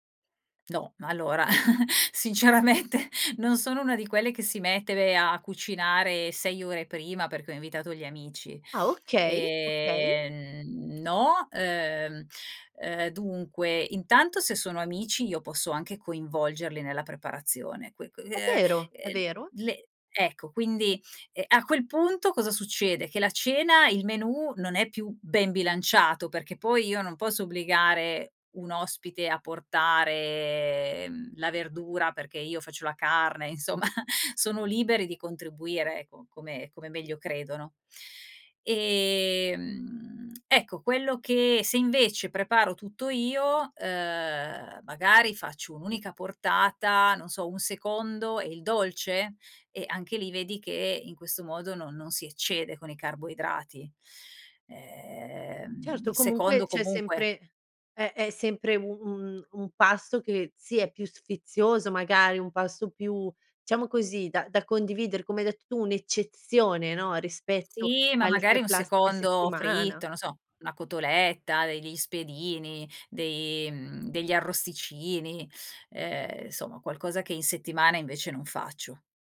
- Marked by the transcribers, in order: chuckle; laughing while speaking: "Sinceramente"; other background noise; drawn out: "portare"; laughing while speaking: "insomma"; chuckle; tapping; "diciamo" said as "ciamo"
- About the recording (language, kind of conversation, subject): Italian, podcast, Cosa significa per te nutrire gli altri a tavola?